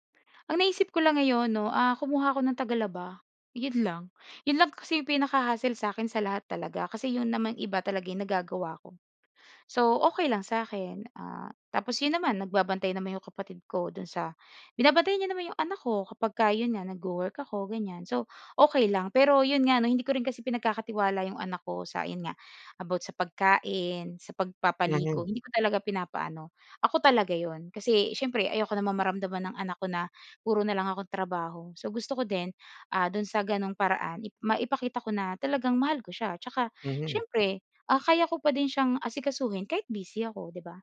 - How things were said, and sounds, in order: none
- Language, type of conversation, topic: Filipino, podcast, Paano ninyo hinahati-hati ang mga gawaing-bahay sa inyong pamilya?